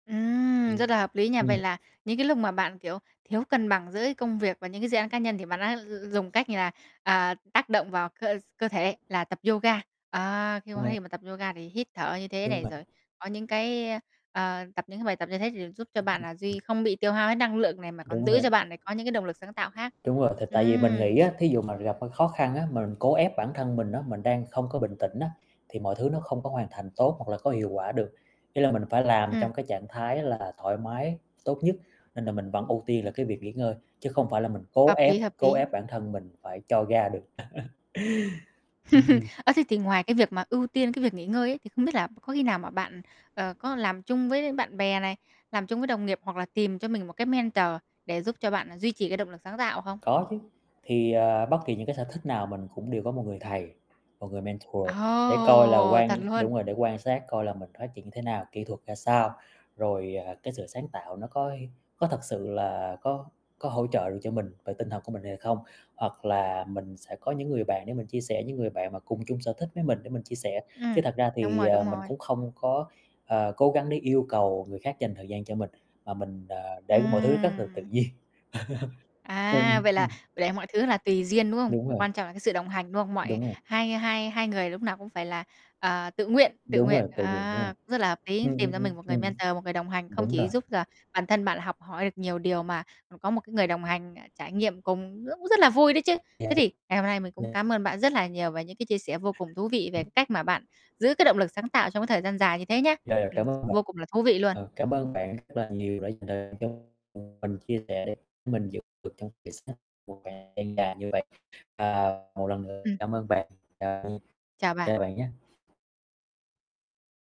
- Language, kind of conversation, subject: Vietnamese, podcast, Làm sao bạn giữ được động lực sáng tạo trong thời gian dài?
- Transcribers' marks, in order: distorted speech; other background noise; tapping; static; mechanical hum; "gặp" said as "rặp"; chuckle; laugh; in English: "mentor"; in English: "mentor"; laugh; in English: "mentor"; unintelligible speech; unintelligible speech; unintelligible speech